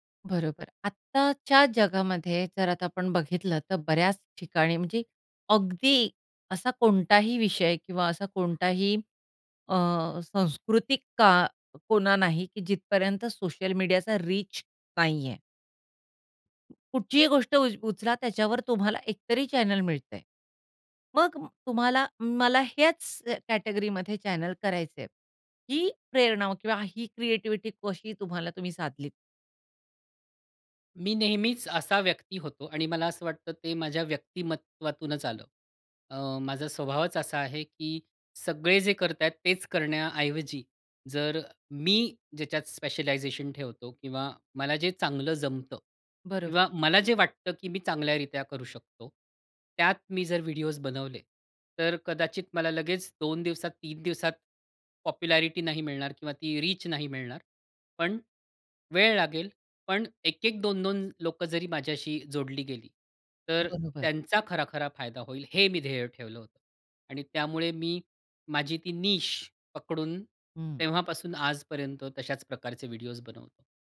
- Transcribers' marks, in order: in English: "रीच"; other background noise; in English: "चॅनेल"; in English: "कॅटेगरीमध्ये चॅनेल"; in English: "क्रिएटीव्हीटी"; in English: "स्पेशलायझेशन"; in English: "पॉप्युलॅरिटी"; in English: "रीच"; in English: "नीश"
- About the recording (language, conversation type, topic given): Marathi, podcast, सोशल मीडियामुळे तुमचा सर्जनशील प्रवास कसा बदलला?